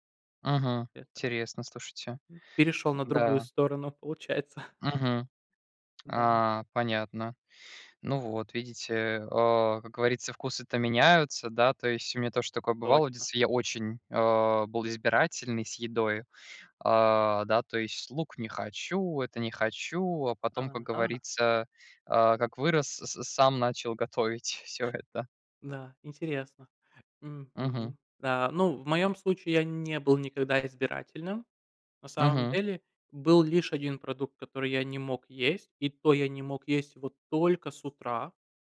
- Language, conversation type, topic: Russian, unstructured, Какой вкус напоминает тебе о детстве?
- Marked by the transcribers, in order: laughing while speaking: "получается"; laughing while speaking: "готовить всё это"